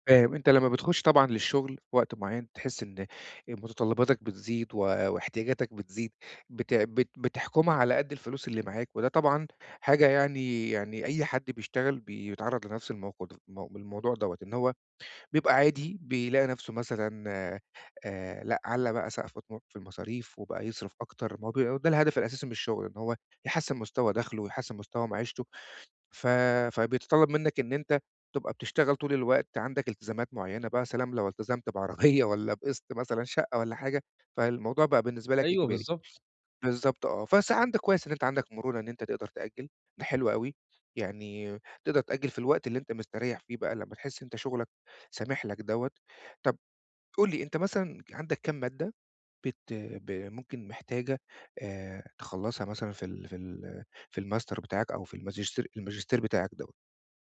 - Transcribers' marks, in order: laughing while speaking: "بعربية"; other noise; tapping; in English: "الماستر"
- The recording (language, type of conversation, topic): Arabic, advice, إزاي أوازن بين التعلّم المستمر ومتطلبات شغلي اليومية عشان أطوّر نفسي في مهنتي؟